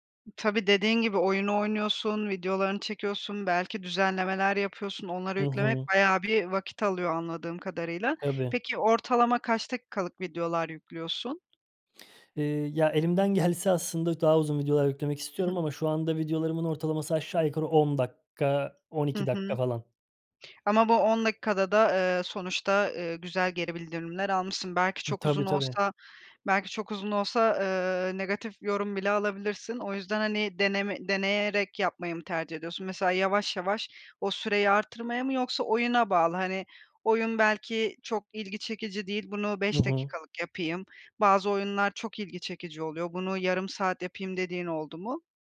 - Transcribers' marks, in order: other background noise; chuckle
- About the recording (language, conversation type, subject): Turkish, podcast, Yaratıcı tıkanıklıkla başa çıkma yöntemlerin neler?